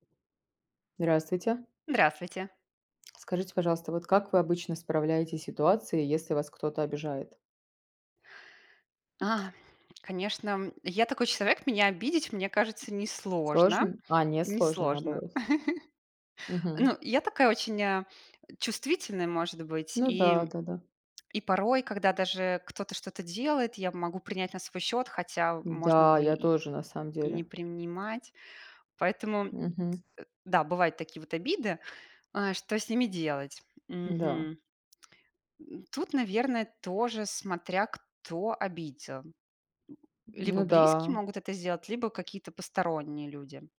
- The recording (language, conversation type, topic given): Russian, unstructured, Как справиться с ситуацией, когда кто-то вас обидел?
- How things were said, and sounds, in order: tapping; other background noise; chuckle; "принимать" said as "примнимать"